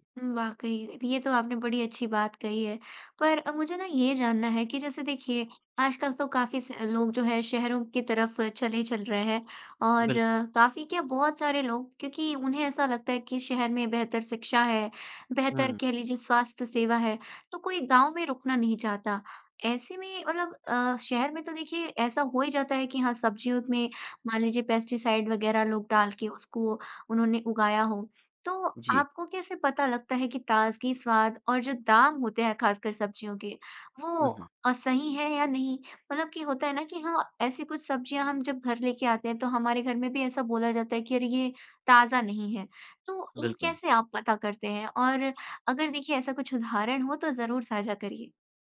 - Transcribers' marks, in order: in English: "पेस्टिसाइड"
- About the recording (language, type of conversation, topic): Hindi, podcast, क्या आपने कभी किसान से सीधे सब्ज़ियाँ खरीदी हैं, और आपका अनुभव कैसा रहा?